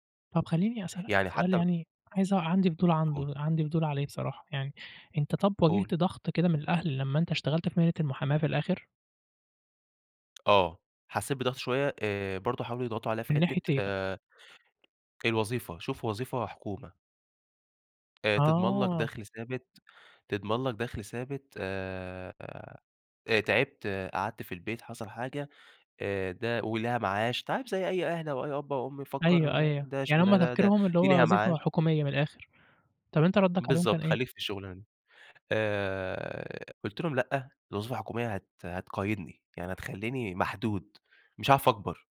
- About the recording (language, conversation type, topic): Arabic, podcast, إيه رأيك في ضغط الأهل على اختيار المهنة؟
- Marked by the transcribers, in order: tapping